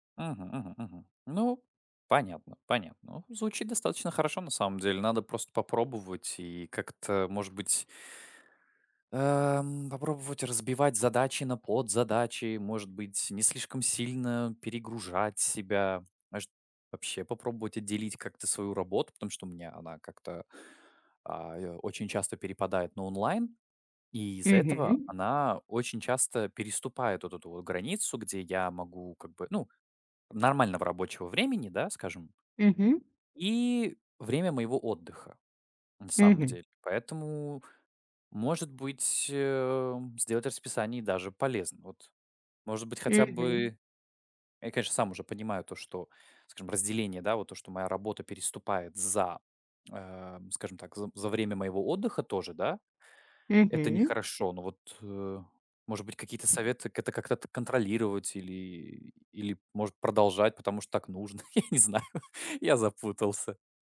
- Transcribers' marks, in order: none
- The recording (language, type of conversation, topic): Russian, advice, Как вы переживаете эмоциональное выгорание и апатию к своим обязанностям?